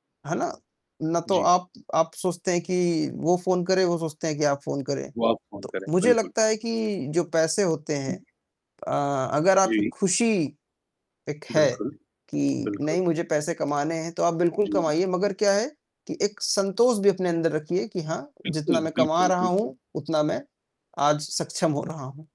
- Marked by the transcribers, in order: distorted speech; other noise; tapping
- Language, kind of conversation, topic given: Hindi, unstructured, पैसे के लिए आप कितना समझौता कर सकते हैं?